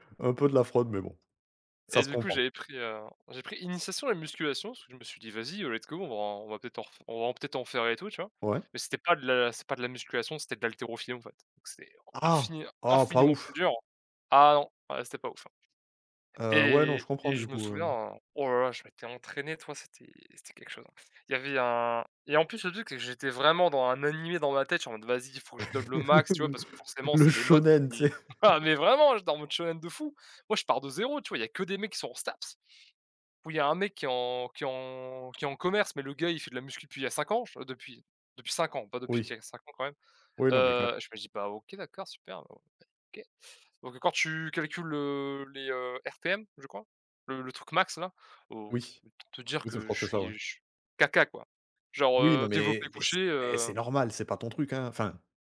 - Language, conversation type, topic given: French, unstructured, Comment le sport peut-il changer ta confiance en toi ?
- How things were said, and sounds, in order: in English: "let's go"; tapping; stressed: "infiniment"; laugh; laughing while speaking: "Le shōnen, tu sais ?"; in Japanese: "shōnen"; other background noise; stressed: "vraiment"; in Japanese: "shōnen"